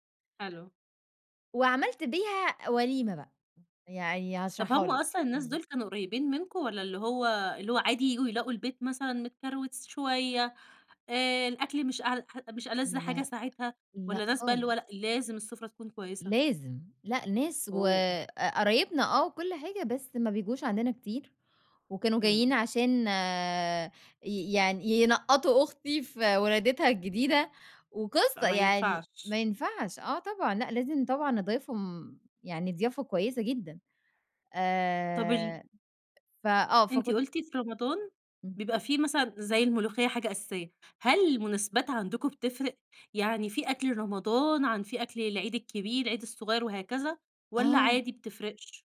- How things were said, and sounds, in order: tapping
- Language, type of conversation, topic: Arabic, podcast, إزاي بتجهّزي الأكل قبل العيد أو قبل مناسبة كبيرة؟